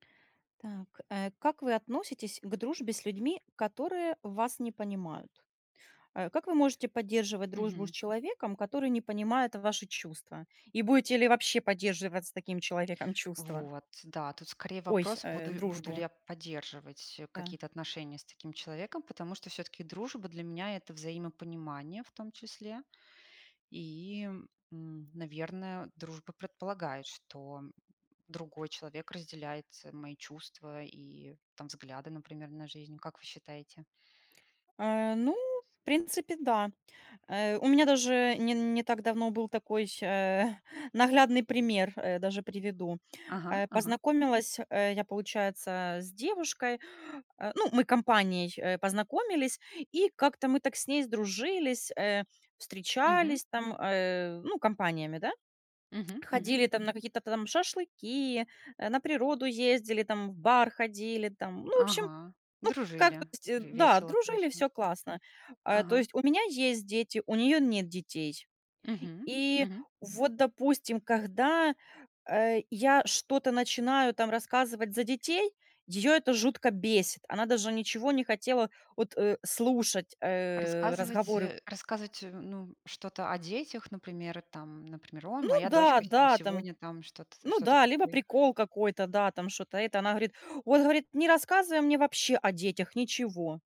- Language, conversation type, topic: Russian, unstructured, Как вы относитесь к дружбе с людьми, которые вас не понимают?
- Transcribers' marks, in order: tapping; chuckle; "что-то" said as "шо-то"